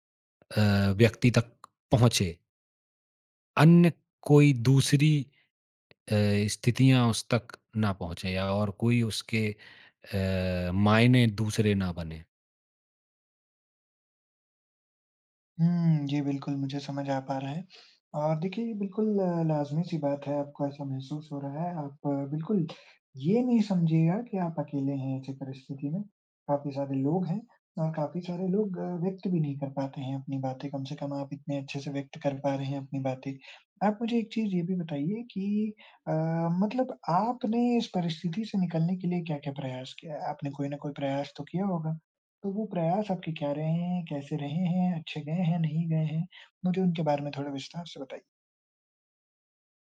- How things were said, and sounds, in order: none
- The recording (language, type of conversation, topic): Hindi, advice, मैं अपने साथी को रचनात्मक प्रतिक्रिया सहज और मददगार तरीके से कैसे दे सकता/सकती हूँ?